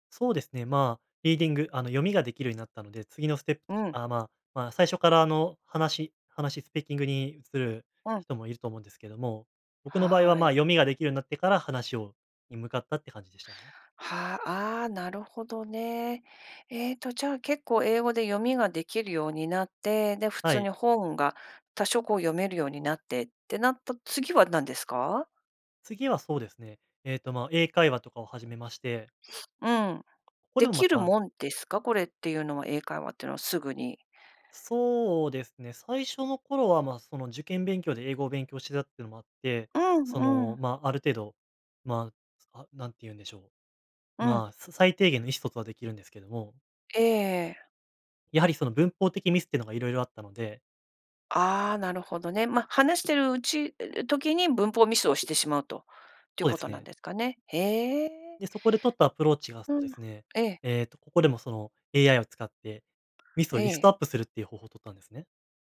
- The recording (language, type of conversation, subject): Japanese, podcast, 上達するためのコツは何ですか？
- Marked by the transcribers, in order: sniff